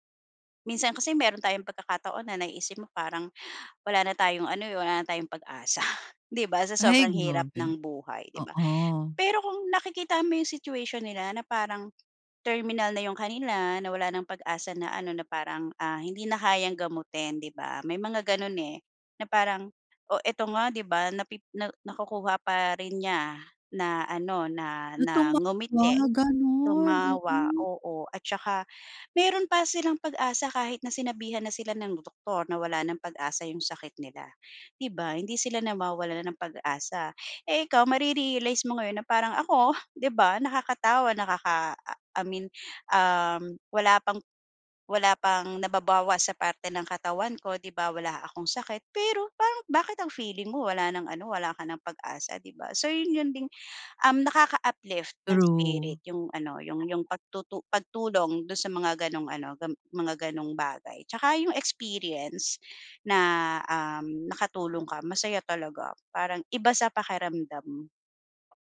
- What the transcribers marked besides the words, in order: in English: "terminal"
- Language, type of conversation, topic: Filipino, podcast, Ano ang ibig sabihin ng bayanihan para sa iyo, at bakit?